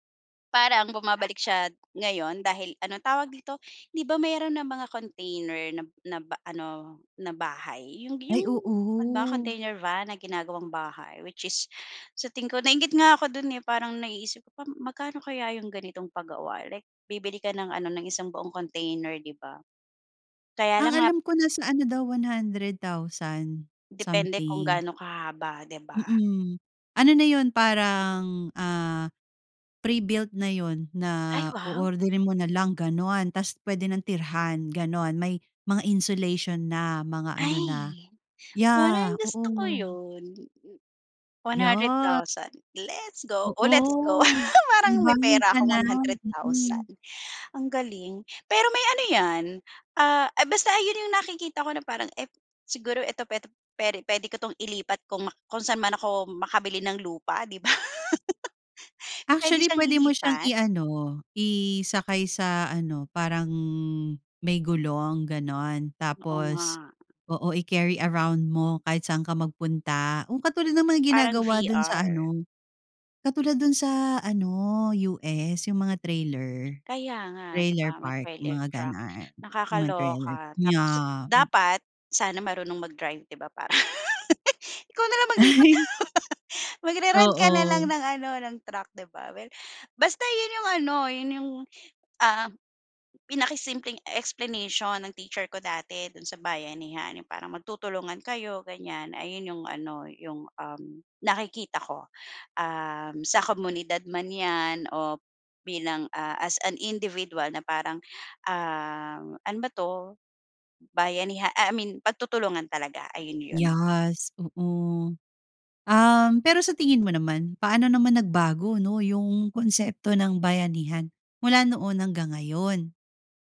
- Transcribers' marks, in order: dog barking; in English: "Let's go, o let's go!"; laugh; laugh; in English: "trailer, trailer park"; "ganun" said as "ganurn"; laugh; chuckle; in English: "as an individual"; "Yes" said as "Yas"
- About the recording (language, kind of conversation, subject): Filipino, podcast, Ano ang ibig sabihin ng bayanihan para sa iyo, at bakit?